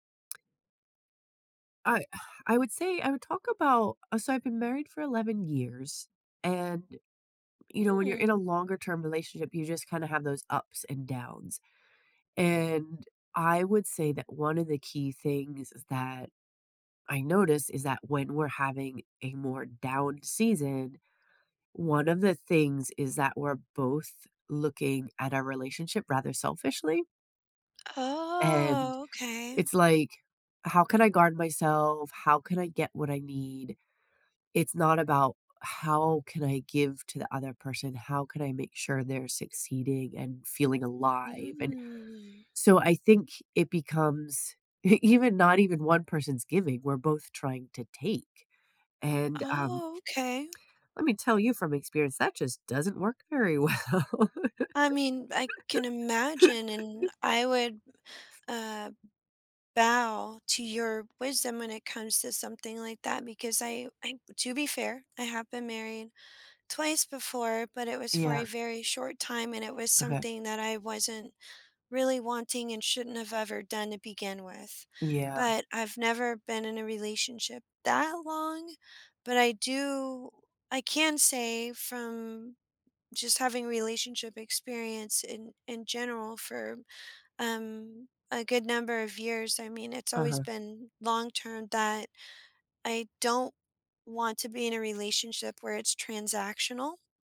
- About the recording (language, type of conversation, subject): English, unstructured, How can I spot and address giving-versus-taking in my close relationships?
- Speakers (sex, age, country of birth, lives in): female, 40-44, United States, United States; female, 45-49, United States, United States
- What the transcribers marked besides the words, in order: tapping; sigh; drawn out: "Oh"; drawn out: "Mm"; laughing while speaking: "e even"; laughing while speaking: "well"; laugh